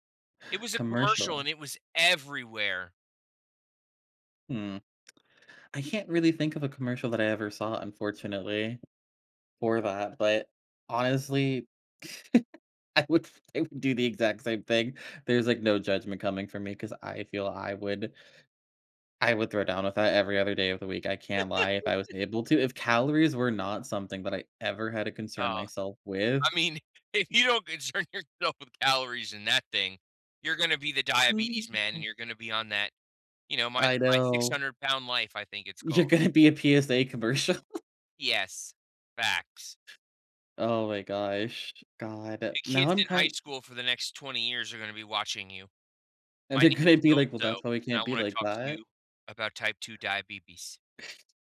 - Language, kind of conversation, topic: English, unstructured, How should I split a single dessert or shared dishes with friends?
- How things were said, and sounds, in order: stressed: "everywhere"; lip smack; laugh; laughing while speaking: "I would I would do the exact same thing"; laugh; laughing while speaking: "I mean, if you don't concern yourself with calories"; other background noise; humming a tune; laughing while speaking: "You're gonna be a PSA commercial"; laughing while speaking: "And they're gonna"; "diabetes" said as "diabeebees"